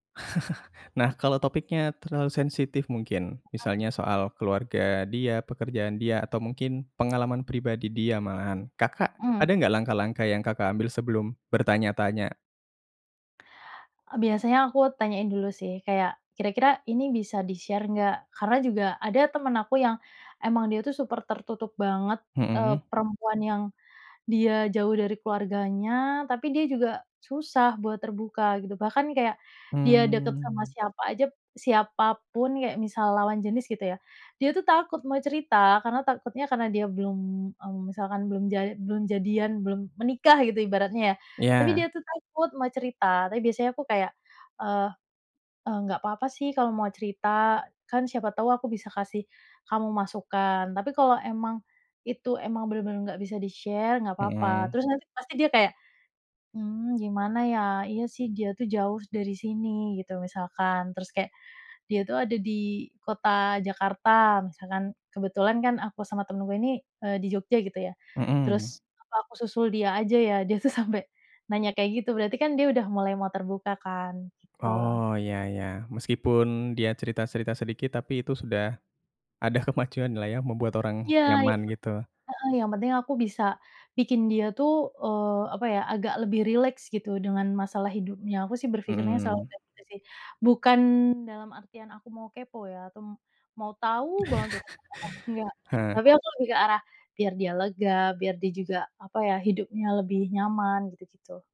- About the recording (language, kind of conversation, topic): Indonesian, podcast, Bagaimana cara mengajukan pertanyaan agar orang merasa nyaman untuk bercerita?
- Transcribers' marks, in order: chuckle; unintelligible speech; in English: "di-share"; in English: "di-share"; laughing while speaking: "sampai"; laughing while speaking: "ada kemajuan"; chuckle